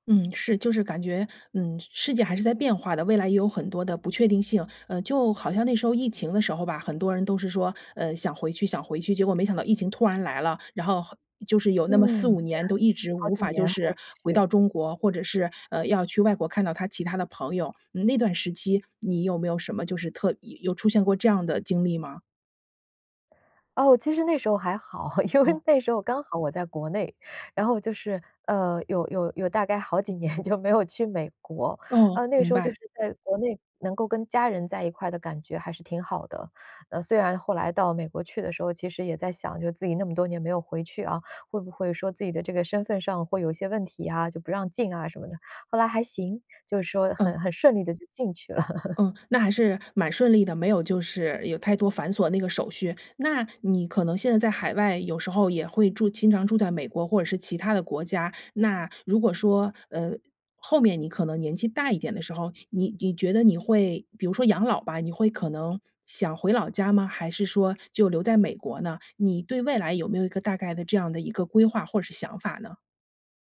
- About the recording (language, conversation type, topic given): Chinese, podcast, 你曾去过自己的祖籍地吗？那次经历给你留下了怎样的感受？
- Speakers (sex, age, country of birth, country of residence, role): female, 40-44, China, France, host; female, 45-49, China, United States, guest
- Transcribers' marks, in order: laughing while speaking: "因为"; laughing while speaking: "几年就"; other background noise; chuckle